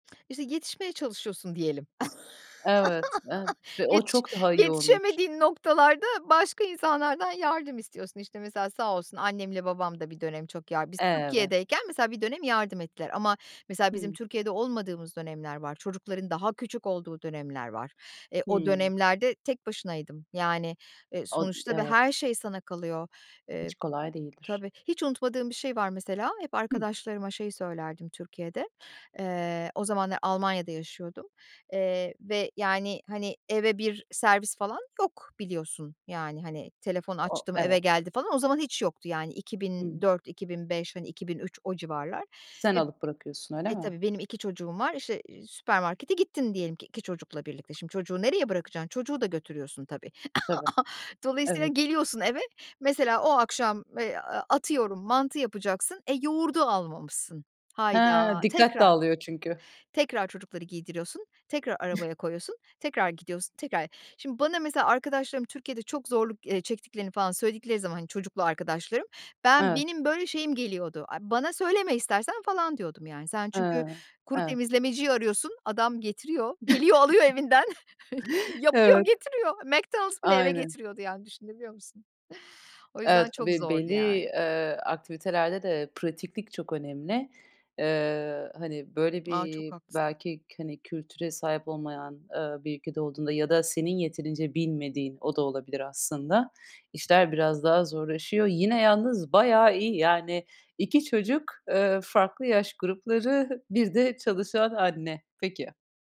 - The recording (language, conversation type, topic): Turkish, podcast, Evden çalışırken sınırlarını nasıl belirliyorsun?
- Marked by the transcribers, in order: other background noise; laugh; tapping; chuckle; chuckle; chuckle; laughing while speaking: "yapıyor, getiriyor"; laughing while speaking: "grupları"